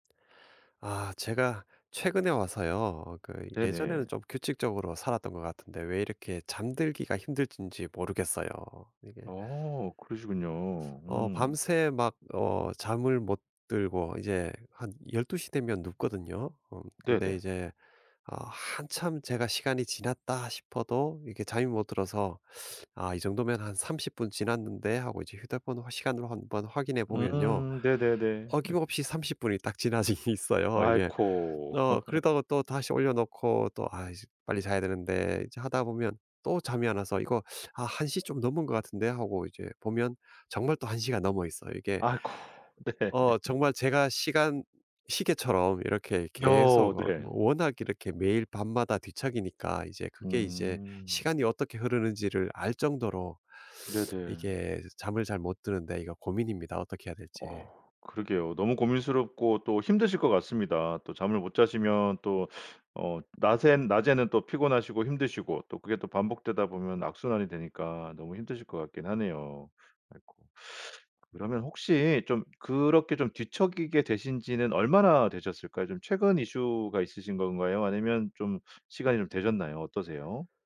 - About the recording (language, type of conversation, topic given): Korean, advice, 잠들기 어려워 밤새 뒤척이는 이유는 무엇인가요?
- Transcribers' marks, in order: tapping; other background noise; teeth sucking; laughing while speaking: "지나져"; laugh; laugh; teeth sucking; laughing while speaking: "네"; teeth sucking; teeth sucking; in English: "이슈가"